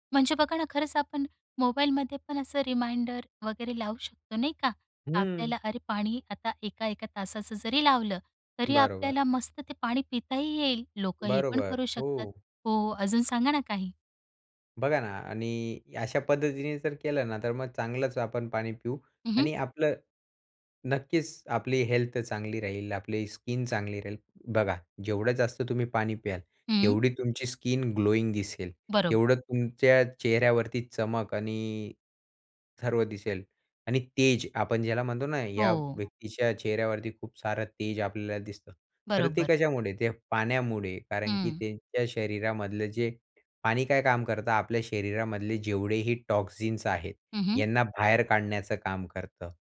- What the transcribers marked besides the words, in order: in English: "रिमाइंडर"; in English: "स्किन"; in English: "स्किन ग्लोइंग"; other background noise; in English: "टॉक्सिन्स"
- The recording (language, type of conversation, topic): Marathi, podcast, पाणी पिण्याची सवय चांगली कशी ठेवायची?